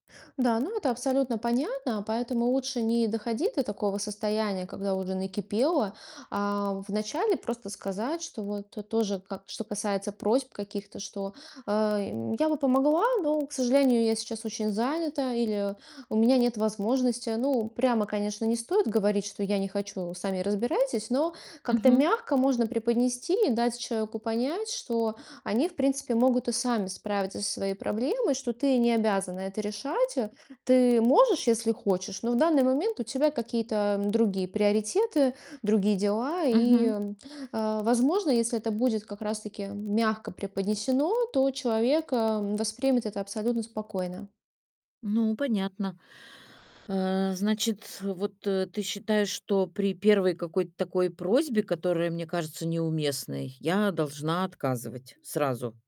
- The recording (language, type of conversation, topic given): Russian, advice, Как правильно устанавливать личные границы на ранних этапах отношений?
- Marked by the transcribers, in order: distorted speech; static; other background noise